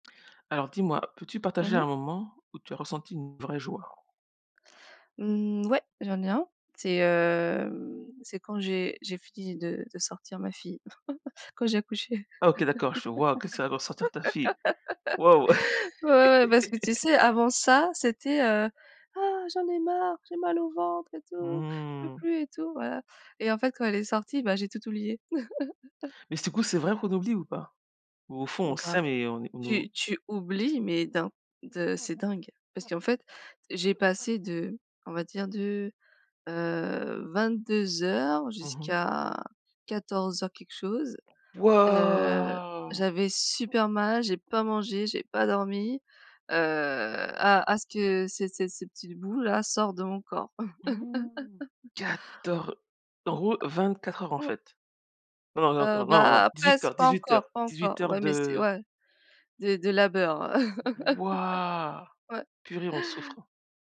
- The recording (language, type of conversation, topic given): French, unstructured, Peux-tu partager un moment où tu as ressenti une vraie joie ?
- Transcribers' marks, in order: other noise; chuckle; laugh; laugh; chuckle; gasp; laugh; laugh